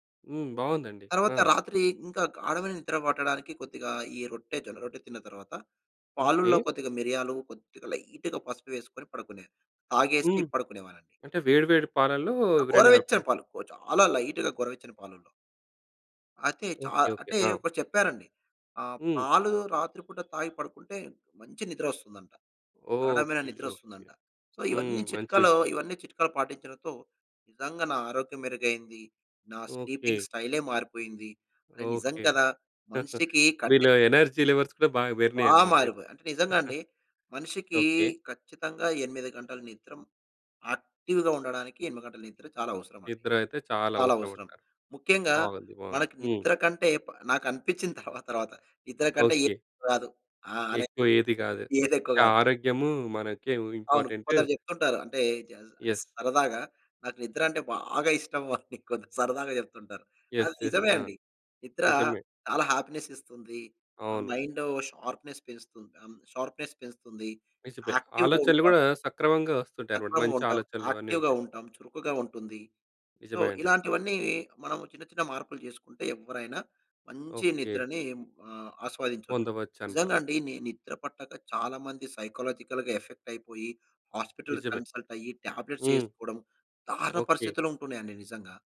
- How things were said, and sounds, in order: in English: "లైట్‌గా"; in English: "లైట్‌గా"; in English: "సో"; in English: "స్లీపింగ్"; chuckle; in English: "ఎనర్జీ లెవెల్స్"; chuckle; in English: "యాక్టివ్‌గా"; other background noise; in English: "ఇంపార్టెంట్"; in English: "యెస్"; chuckle; in English: "యెస్. యెస్"; in English: "హ్యాపీనెస్"; in English: "మైండ్ షార్ప్‌నెస్"; in English: "షార్ప్‌నెస్"; in English: "యాక్టివ్‌గా"; in English: "యాక్టివ్‌గా"; in English: "సో"; in English: "సైకలాజికల్‌గా ఎఫెక్ట్"; in English: "హాస్పిటల్‌కి కన్సల్ట్"; in English: "టాబ్లెట్స్"
- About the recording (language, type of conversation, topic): Telugu, podcast, బాగా నిద్రపోవడానికి మీరు రాత్రిపూట పాటించే సరళమైన దైనందిన క్రమం ఏంటి?